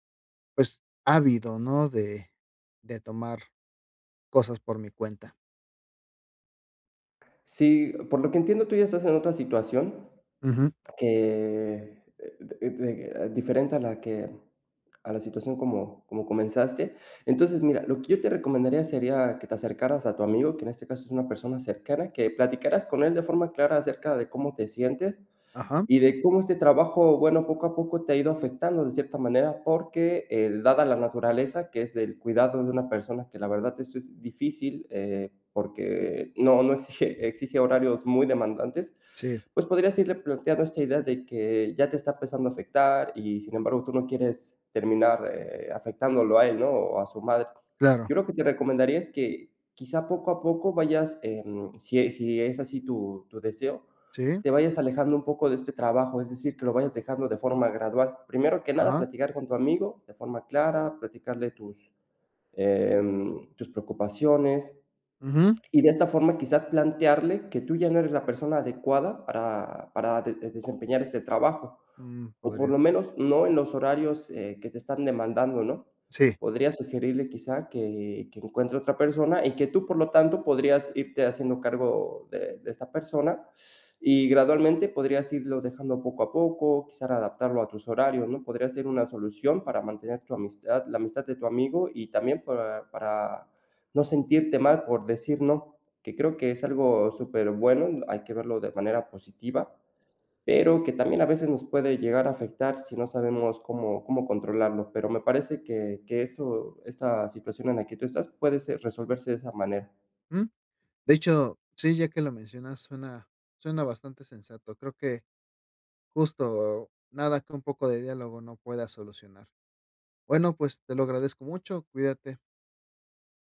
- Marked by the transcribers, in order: unintelligible speech; laughing while speaking: "exige"; other background noise; "Quizás" said as "quizar"
- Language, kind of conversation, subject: Spanish, advice, ¿Cómo puedo aprender a decir no y evitar distracciones?